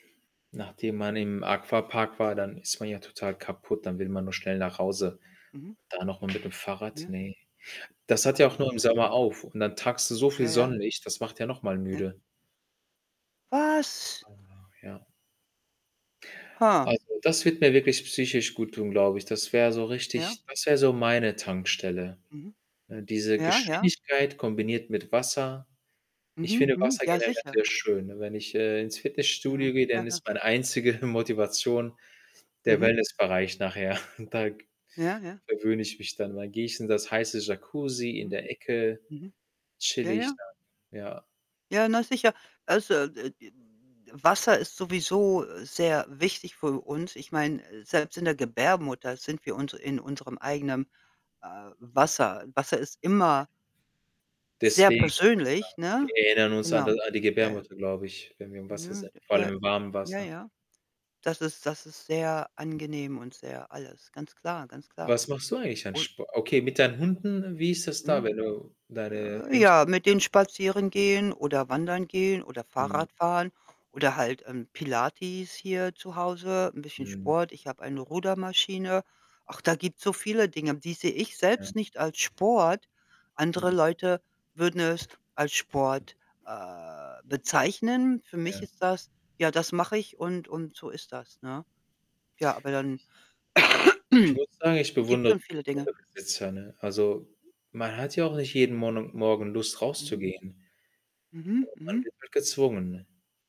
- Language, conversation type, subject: German, unstructured, Wie wirkt sich Sport auf die mentale Gesundheit aus?
- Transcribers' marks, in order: static; other background noise; "tankst du" said as "takste"; surprised: "Was?"; scoff; distorted speech; laughing while speaking: "Motivation"; chuckle; unintelligible speech; tapping; "Pilates" said as "Pilaties"; unintelligible speech; cough; throat clearing; unintelligible speech